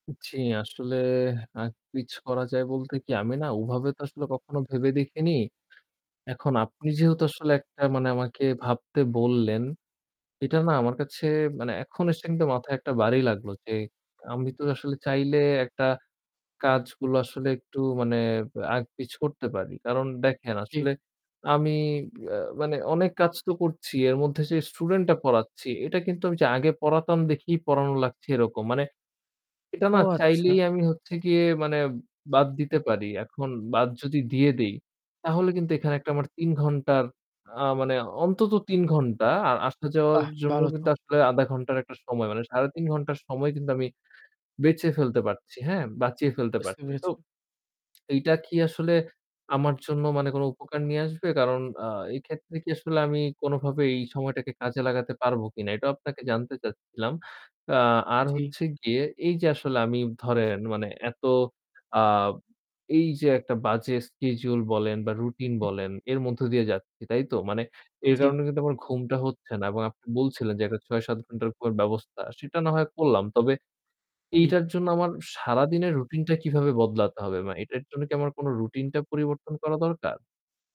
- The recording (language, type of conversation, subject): Bengali, advice, রাতে ঘুম না হওয়া ও ক্রমাগত চিন্তা আপনাকে কীভাবে প্রভাবিত করছে?
- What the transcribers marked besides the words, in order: static